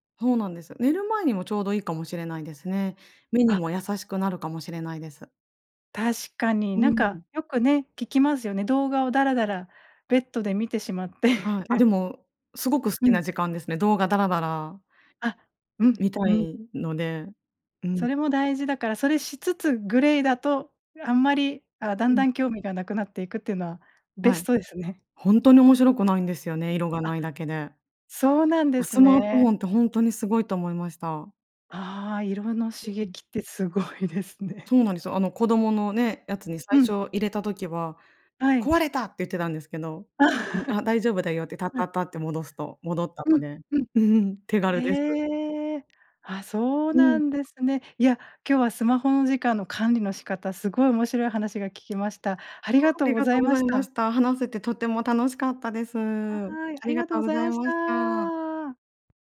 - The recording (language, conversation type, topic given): Japanese, podcast, スマホ時間の管理、どうしていますか？
- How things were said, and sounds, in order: laughing while speaking: "観てしまって"; other background noise; laughing while speaking: "すごいですね"; laugh; laugh